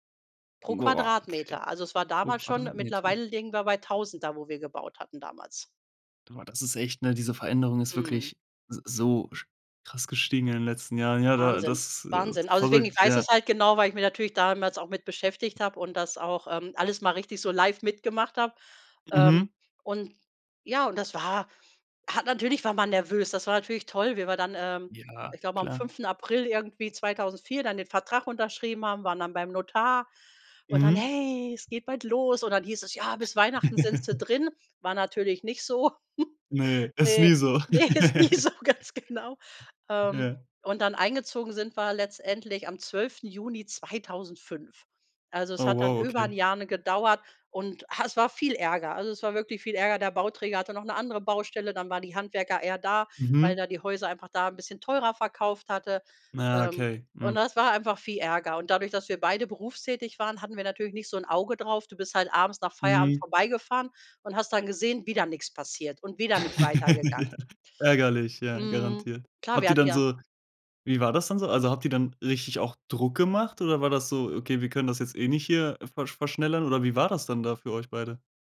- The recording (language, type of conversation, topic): German, podcast, Erzähl mal: Wie hast du ein Haus gekauft?
- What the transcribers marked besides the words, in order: surprised: "Boah, okay"; joyful: "Hey, es geht bald los"; other background noise; giggle; put-on voice: "Ja, bis"; giggle; laughing while speaking: "ne, ist nie so, ganz genau"; laugh; put-on voice: "Wieder nix passiert und wieder nicht weitergegangen"; laugh; stressed: "Druck"